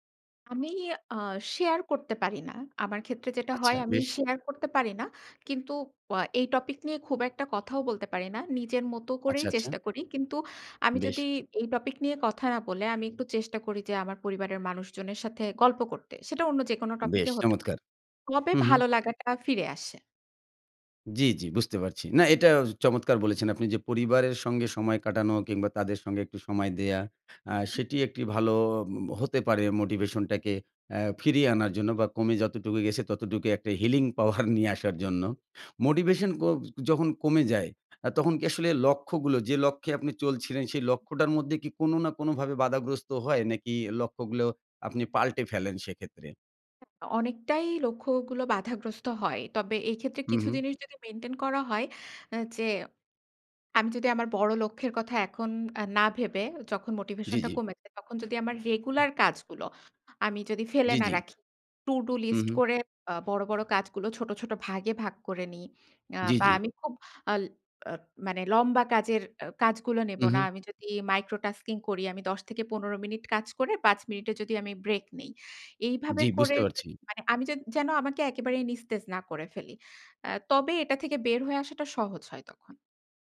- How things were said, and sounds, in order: other street noise; other background noise; tapping; in English: "healing power"; chuckle; in English: "micro tasking"
- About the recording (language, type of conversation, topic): Bengali, podcast, মোটিভেশন কমে গেলে আপনি কীভাবে নিজেকে আবার উদ্দীপ্ত করেন?